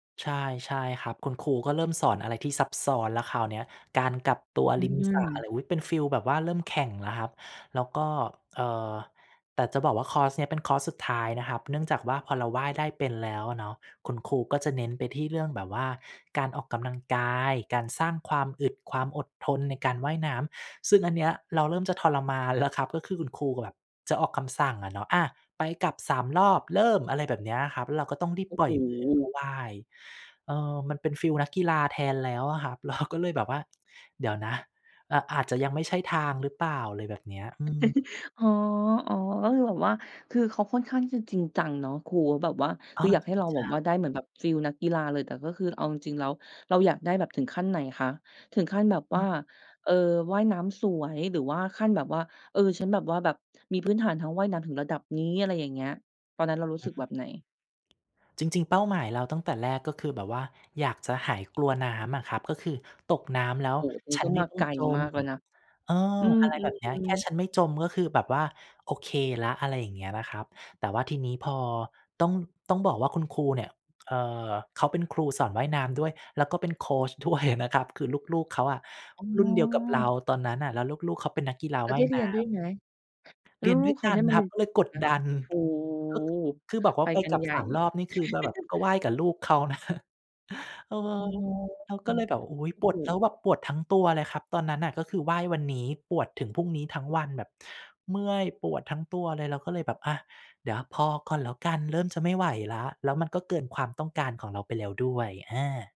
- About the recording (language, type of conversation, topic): Thai, podcast, ถ้าจะเริ่มพัฒนาตนเอง คำแนะนำแรกที่ควรทำคืออะไร?
- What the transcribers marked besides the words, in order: unintelligible speech; tapping; chuckle; other background noise; drawn out: "อ๋อ"; laugh; laughing while speaking: "นะ"